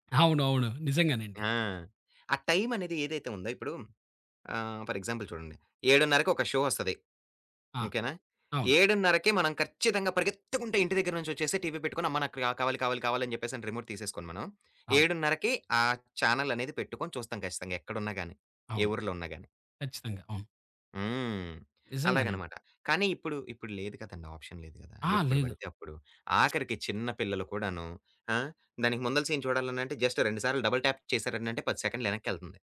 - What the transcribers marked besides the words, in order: in English: "ఫర్ ఎగ్జాంపుల్"; in English: "షో"; in English: "రిమోట్"; in English: "చానెల్"; in English: "ఆప్షన్"; other background noise; in English: "సీన్"; in English: "జస్ట్"; in English: "డబుల్ ట్యాప్"
- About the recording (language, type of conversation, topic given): Telugu, podcast, స్ట్రీమింగ్ యుగంలో మీ అభిరుచిలో ఎలాంటి మార్పు వచ్చింది?